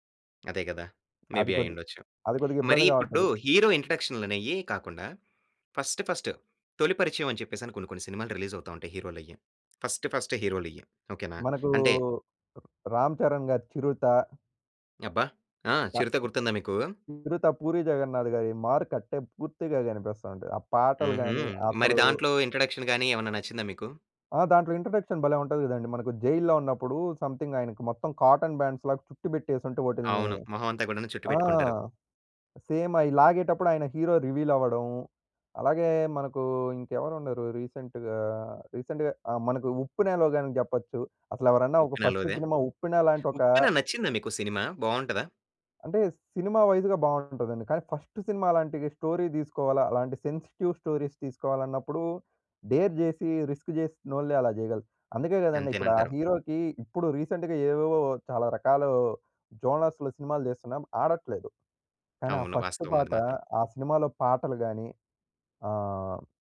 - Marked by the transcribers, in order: in English: "మేబీ"; other background noise; in English: "హీరో"; in English: "ఫస్ట్ ఫస్ట్"; in English: "ఫస్ట్ ఫస్ట్"; in English: "ఇంట్రడక్షన్"; in English: "ఇంట్రడక్షన్"; in English: "సమ్‌థింగ్"; in English: "కాటన్ బ్యాండ్స్‌లాగా"; in English: "హీరో"; in English: "రీసెంట్‌గా? రీసెంట్‌గా"; in English: "ఫస్ట్"; in English: "వైజ్‌గా"; in English: "ఫస్ట్"; in English: "స్టోరీ"; in English: "సెన్సిటివ్ స్టోరీస్"; in English: "డేర్"; in English: "రిస్క్"; tapping; in English: "హీరోకి"; in English: "రీసెంట్‌గా"; in English: "జోనర్స్‌లో"; in English: "ఫస్ట్"
- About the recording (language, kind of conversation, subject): Telugu, podcast, సినిమాలు మన భావనలను ఎలా మార్చతాయి?